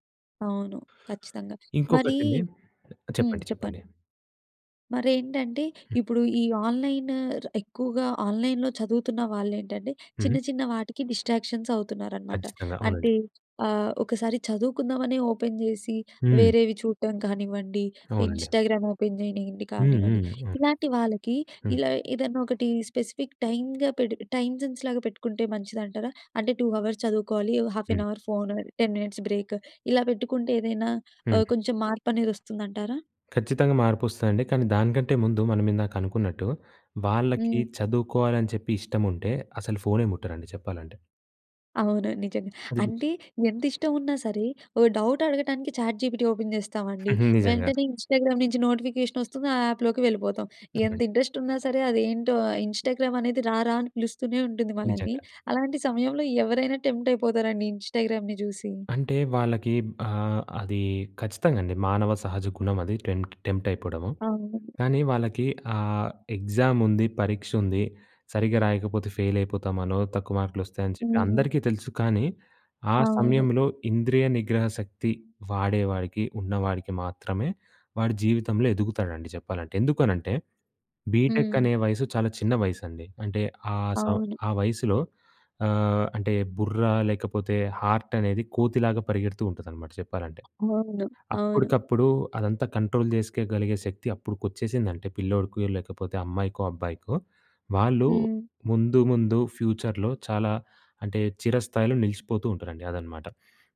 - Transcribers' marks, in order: other background noise; in English: "ఆన్‍లైన్‍లో"; in English: "డిస్ట్రాక్షన్స్"; in English: "ఓపెన్"; in English: "ఇన్‌స్టాగ్రామ్ ఓపెన్"; in English: "స్పెసిఫిక్ టైమ్‌గా"; in English: "టైమ్ సెన్స్"; in English: "టూ అవర్స్"; in English: "హాఫ్ ఎన్ అవర్"; in English: "టెన్ మినిట్స్ బ్రేక్"; tapping; in English: "డౌట్"; in English: "చాట్‌జీపీటీ ఓపెన్"; in English: "ఇన్‌స్టాగ్రామ్"; in English: "యాప్‍లోకి"; in English: "టెంప్ట్"; in English: "ఇన్‌స్టాగ్రామ్‌ని"; in English: "కంట్రోల్"; in English: "ఫ్యూచర్‍లో"
- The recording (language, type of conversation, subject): Telugu, podcast, పని, వ్యక్తిగత జీవితాల కోసం ఫోన్‑ఇతర పరికరాల వినియోగానికి మీరు ఏ విధంగా హద్దులు పెట్టుకుంటారు?